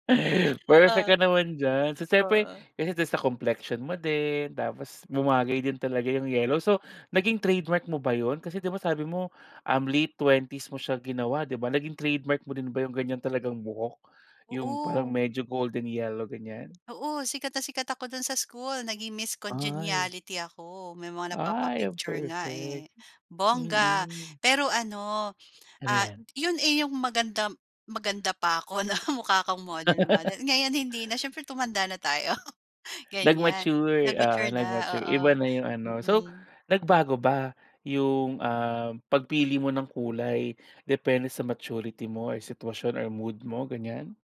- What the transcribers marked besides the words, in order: chuckle; laughing while speaking: "na tayo ganyan"
- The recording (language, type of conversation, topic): Filipino, podcast, Paano mo ginagamit ang kulay para ipakita ang sarili mo?